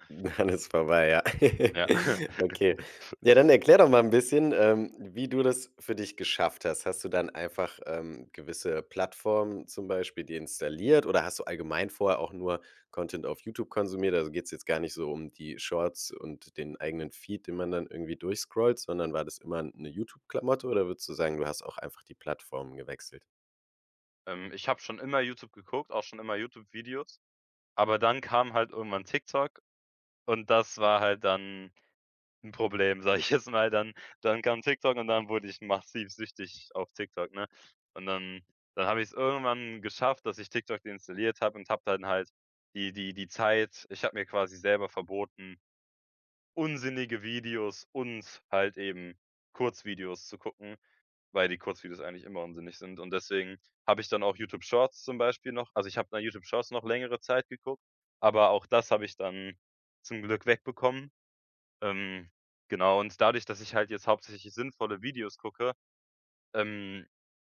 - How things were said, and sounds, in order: laughing while speaking: "Dann ist"; laugh; giggle; laughing while speaking: "sage ich"
- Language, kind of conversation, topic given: German, podcast, Wie vermeidest du, dass Social Media deinen Alltag bestimmt?